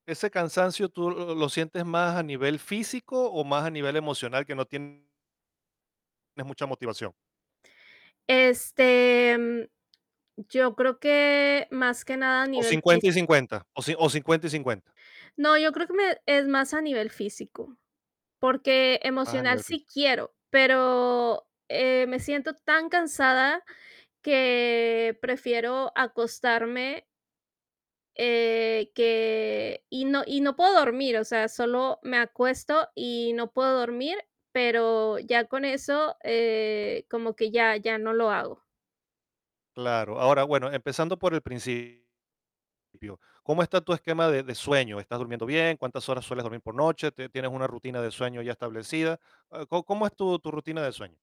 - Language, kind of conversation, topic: Spanish, advice, ¿Cómo puedo manejar el cansancio y la baja energía que me impiden hacer ejercicio con regularidad?
- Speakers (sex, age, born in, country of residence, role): female, 40-44, Mexico, Mexico, user; male, 50-54, Venezuela, Poland, advisor
- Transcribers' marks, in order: distorted speech; tapping; other background noise